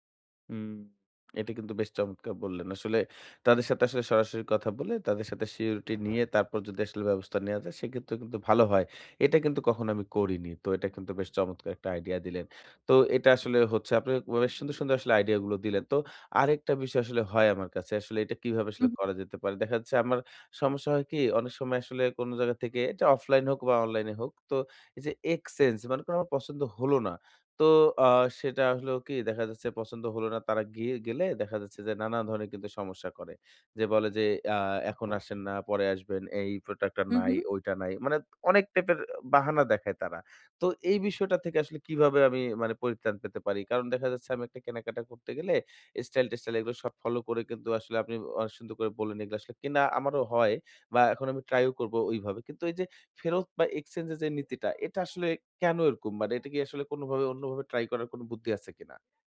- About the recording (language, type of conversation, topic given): Bengali, advice, আমি কীভাবে আমার পোশাকের স্টাইল উন্নত করে কেনাকাটা আরও সহজ করতে পারি?
- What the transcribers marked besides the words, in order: tapping; other background noise